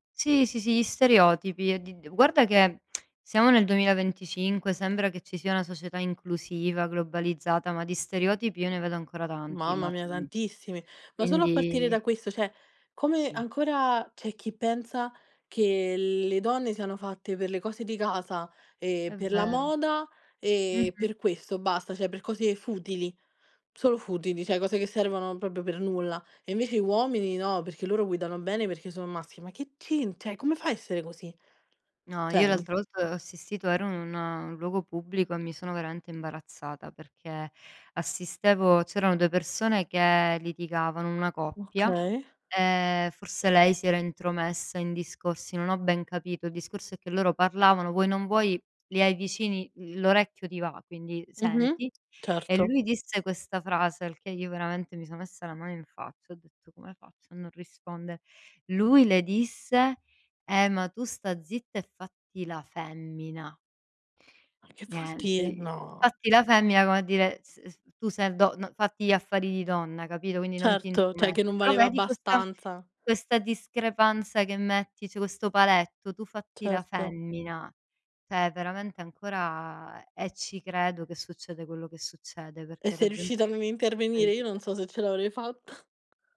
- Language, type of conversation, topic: Italian, unstructured, Che cosa pensi della vendetta?
- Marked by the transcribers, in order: lip smack; drawn out: "quindi"; "cioè" said as "ceh"; "cioè" said as "ceh"; "proprio" said as "propio"; "cioè" said as "ceh"; "cioè" said as "ceh"; drawn out: "no"; "cioè" said as "ceh"; "cioè" said as "ceh"; "Cioè" said as "ceh"; laughing while speaking: "fatta"